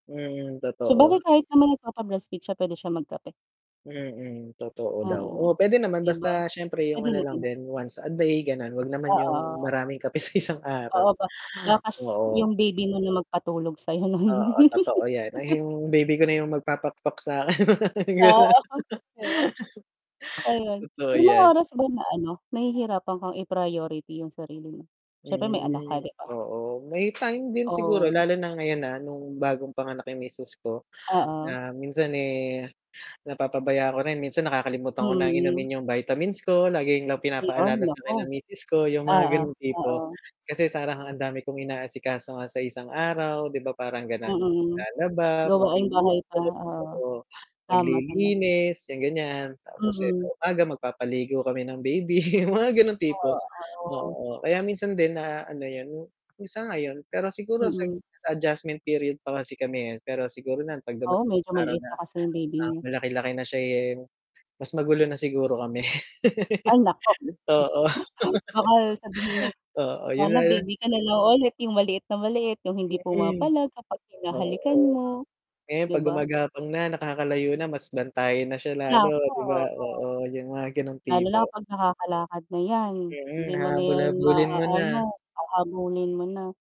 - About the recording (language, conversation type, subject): Filipino, unstructured, Paano mo pinangangalagaan ang iyong kalusugang pangkaisipan araw-araw?
- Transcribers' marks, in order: static; laughing while speaking: "sa isang araw"; laugh; chuckle; laugh; laughing while speaking: "Gano'n"; tapping; distorted speech; laughing while speaking: "baby"; chuckle; laugh